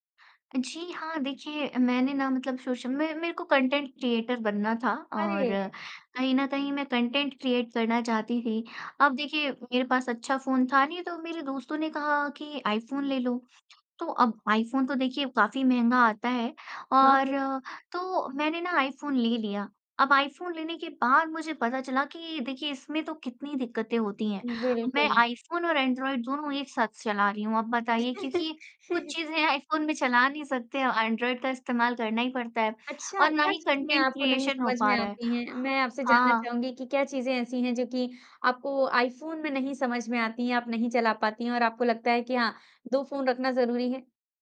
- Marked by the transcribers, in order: in English: "कंटेंट क्रिएटर"; in English: "कंटेंट क्रिएट"; laugh; in English: "कंटेंट क्रिएशन"
- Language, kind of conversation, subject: Hindi, podcast, आपके अनुसार चलन और हकीकत के बीच संतुलन कैसे बनाया जा सकता है?